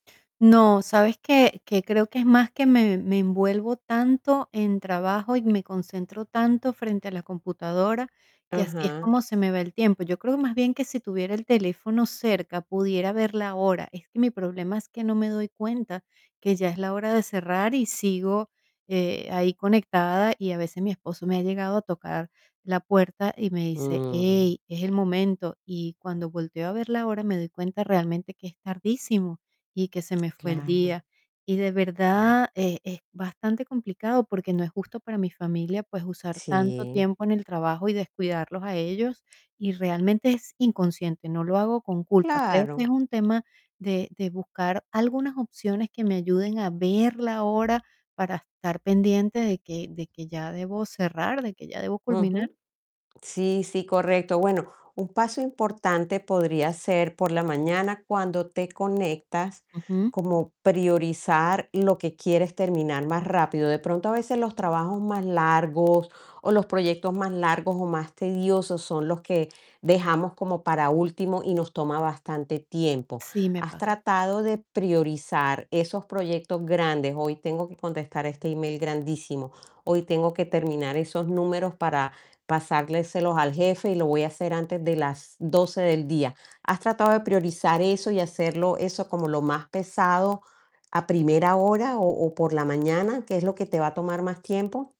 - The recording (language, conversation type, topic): Spanish, advice, ¿Qué te dificulta desconectar del trabajo al final del día?
- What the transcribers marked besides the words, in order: distorted speech; other noise; other background noise; tapping; "pasárselos" said as "pasarleselos"